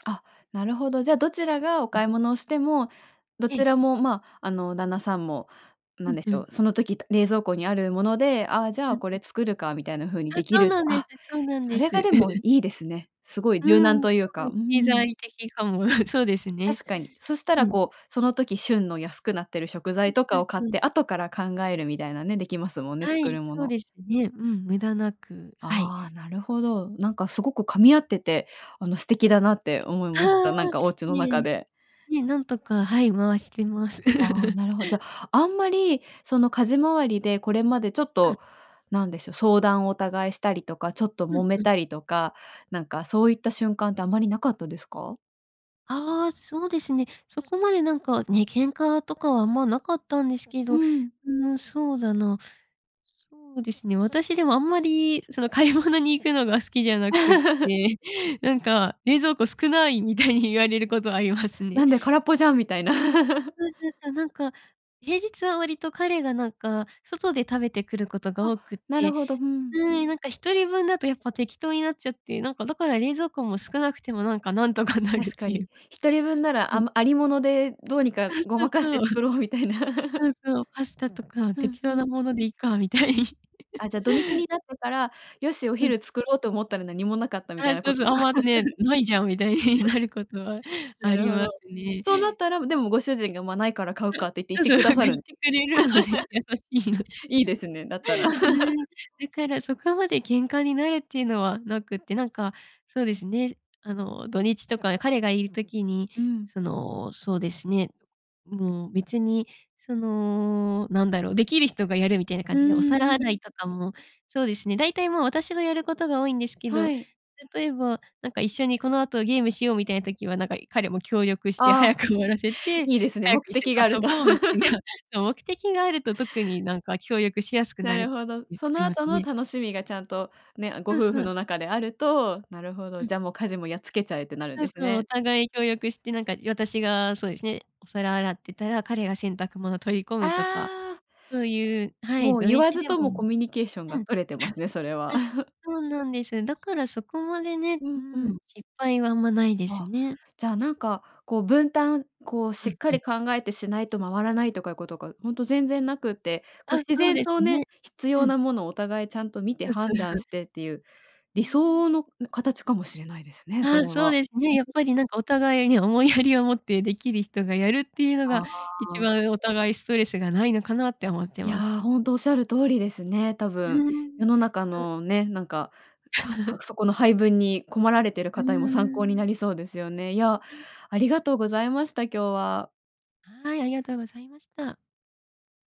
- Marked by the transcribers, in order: chuckle; laughing while speaking: "かも"; unintelligible speech; tapping; chuckle; laughing while speaking: "その買い物に行くのが好きじゃなくって"; laugh; laugh; other background noise; laughing while speaking: "なんとかなるっていう"; laugh; laughing while speaking: "みたいに"; laugh; laugh; chuckle; hiccup; laughing while speaking: "なんか言ってくれるので、優しいので"; laugh; laugh; other noise; laugh; "とかいうことが" said as "とかことか"; laugh
- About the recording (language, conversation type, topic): Japanese, podcast, 家事のやりくりはどう工夫していますか？